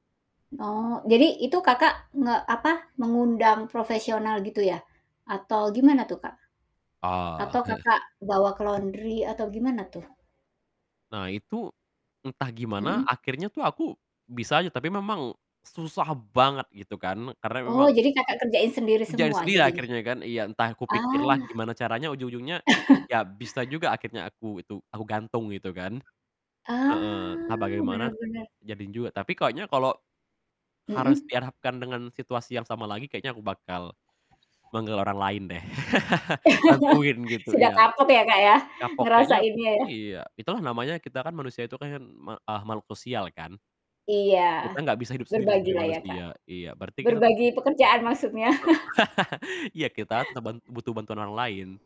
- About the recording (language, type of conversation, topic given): Indonesian, podcast, Bagaimana kamu mengatur waktu antara pekerjaan dan urusan rumah tangga?
- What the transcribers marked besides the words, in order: static; other background noise; in English: "laundry"; stressed: "banget"; laugh; drawn out: "Ah"; laugh; laugh; tapping